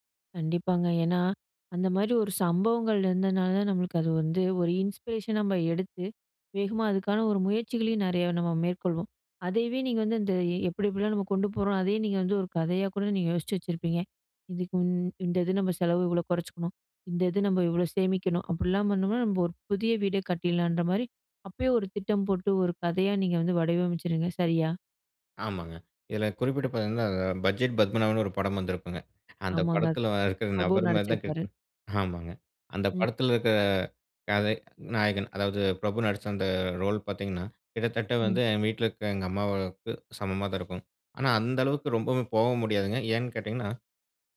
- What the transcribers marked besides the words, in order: in English: "இன்ஸ்பிரேஷனா"; other background noise; chuckle; chuckle
- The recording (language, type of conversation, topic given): Tamil, podcast, புதுமையான கதைகளை உருவாக்கத் தொடங்குவது எப்படி?